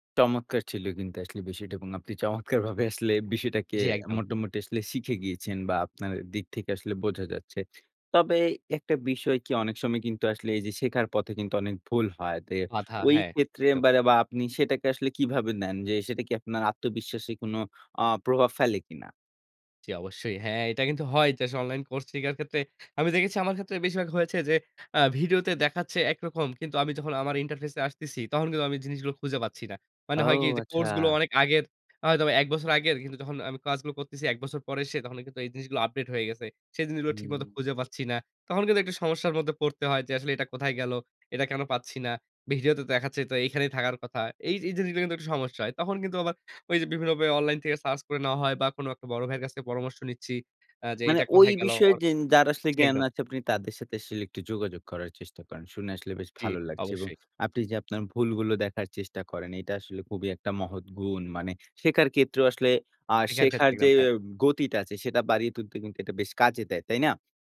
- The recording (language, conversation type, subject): Bengali, podcast, নতুন কিছু শেখা শুরু করার ধাপগুলো কীভাবে ঠিক করেন?
- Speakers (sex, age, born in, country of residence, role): male, 20-24, Bangladesh, Bangladesh, host; male, 25-29, Bangladesh, Bangladesh, guest
- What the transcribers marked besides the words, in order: in English: "interface"; unintelligible speech; other background noise